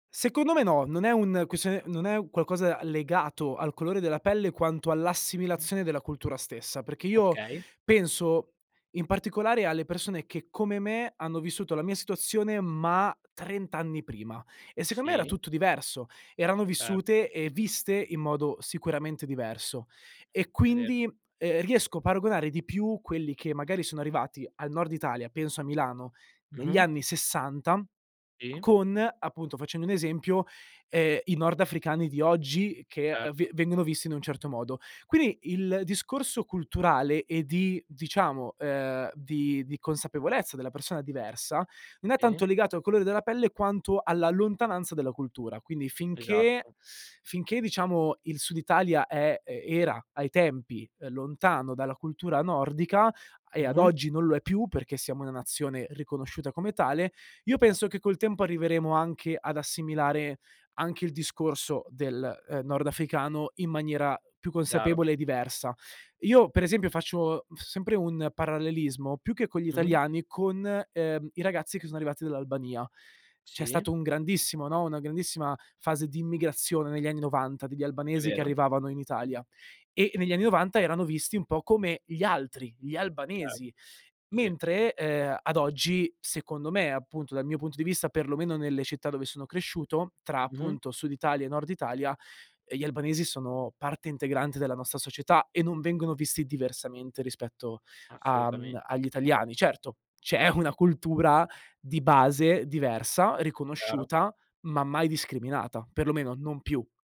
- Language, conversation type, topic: Italian, podcast, Come cambia la cultura quando le persone emigrano?
- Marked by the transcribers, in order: tapping; teeth sucking; laughing while speaking: "c'è"